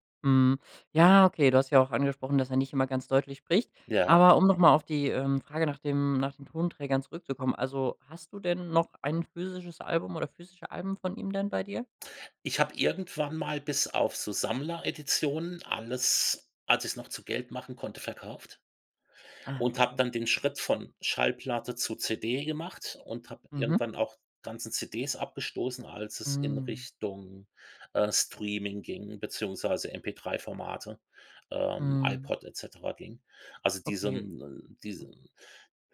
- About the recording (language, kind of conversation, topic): German, podcast, Welches Album würdest du auf eine einsame Insel mitnehmen?
- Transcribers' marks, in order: none